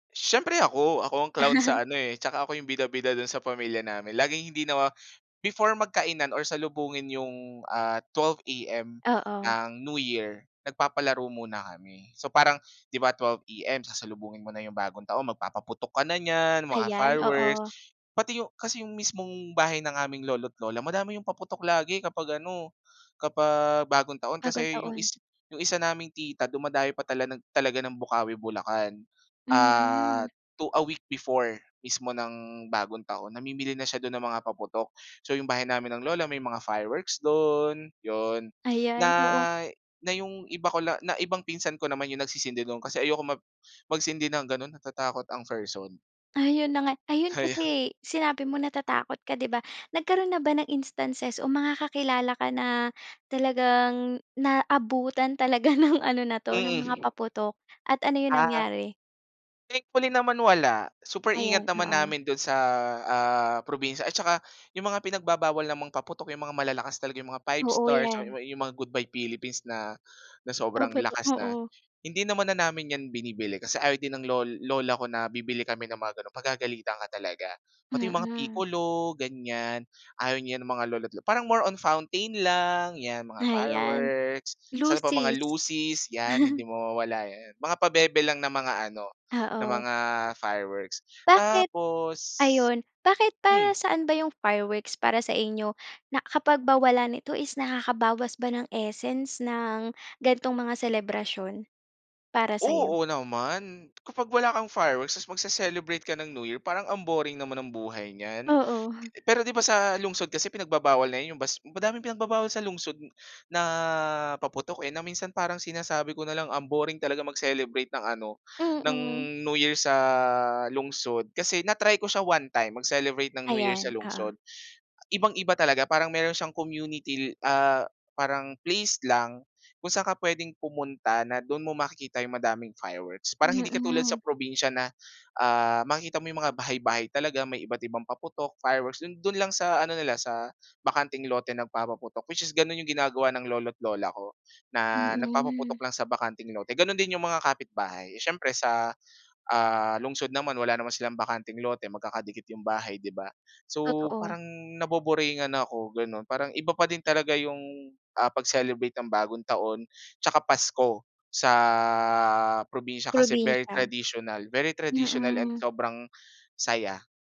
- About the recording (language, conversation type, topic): Filipino, podcast, Ano ang karaniwan ninyong ginagawa tuwing Noche Buena o Media Noche?
- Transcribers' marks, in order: laugh; in English: "to a week before"; laughing while speaking: "talaga ng ano"; laugh